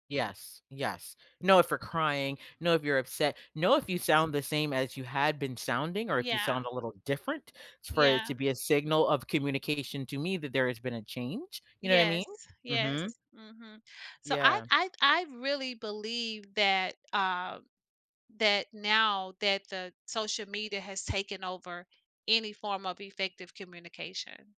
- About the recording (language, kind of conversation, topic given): English, unstructured, How will you improve your communication skills?
- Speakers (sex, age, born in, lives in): female, 40-44, United States, United States; female, 55-59, United States, United States
- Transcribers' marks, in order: other background noise